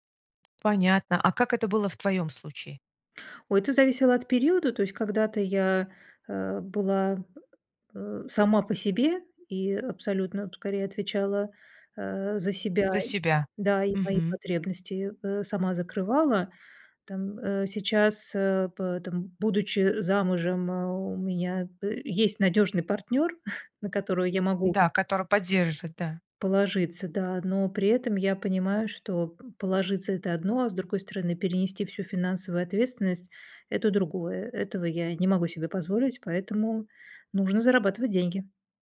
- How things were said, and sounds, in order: tapping; other noise; other background noise; chuckle
- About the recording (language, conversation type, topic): Russian, podcast, Что важнее при смене работы — деньги или её смысл?